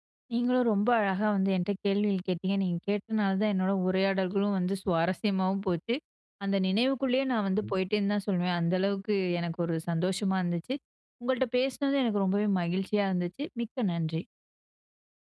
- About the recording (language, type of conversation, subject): Tamil, podcast, சகோதரர்களுடன் உங்கள் உறவு எப்படி இருந்தது?
- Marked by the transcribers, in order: "என்கிட்ட" said as "என்ட்ட"